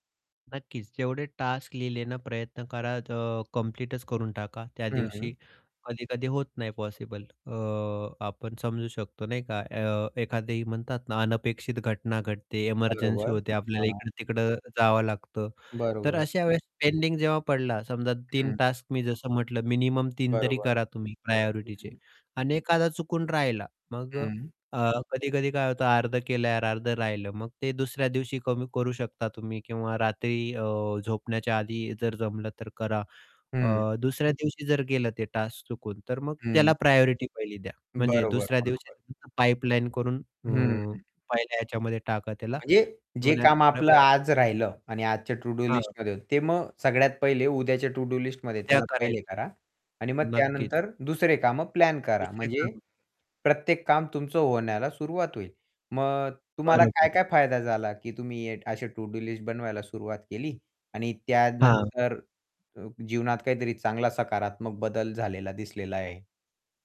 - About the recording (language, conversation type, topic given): Marathi, podcast, तू रोजच्या कामांची यादी कशी बनवतोस?
- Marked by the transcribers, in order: in English: "टास्क"; distorted speech; static; in English: "टास्क"; in English: "प्रायोरिटिचे"; in English: "टास्क"; in English: "प्रायोरिटी"; tapping; unintelligible speech; in English: "टू-डू-लिस्टमध्ये"; in English: "टू-डू -लिस्टमध्ये"; in English: "टू-डू-लिस्ट"